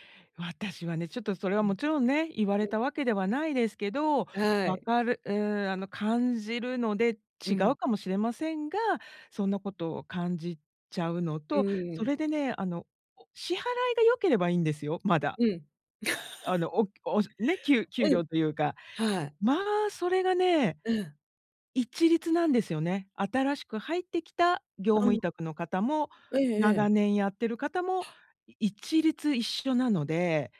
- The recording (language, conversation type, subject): Japanese, advice, ストレスの原因について、変えられることと受け入れるべきことをどう判断すればよいですか？
- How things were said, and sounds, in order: other background noise; laugh; gasp